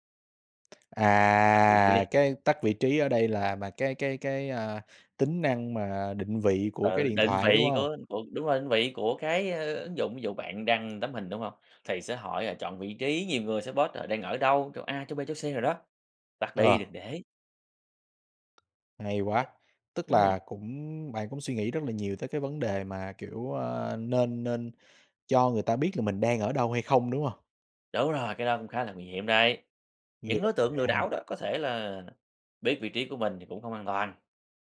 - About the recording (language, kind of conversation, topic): Vietnamese, podcast, Bạn chọn đăng gì công khai, đăng gì để riêng tư?
- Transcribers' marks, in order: tapping; drawn out: "À!"; other background noise; in English: "post"; unintelligible speech